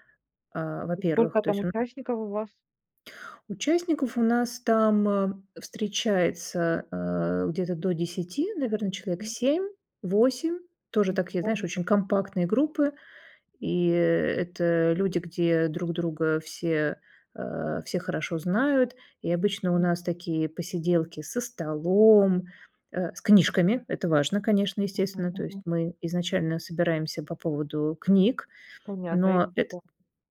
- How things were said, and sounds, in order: tapping; unintelligible speech
- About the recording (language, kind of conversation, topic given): Russian, podcast, Как понять, что ты наконец нашёл своё сообщество?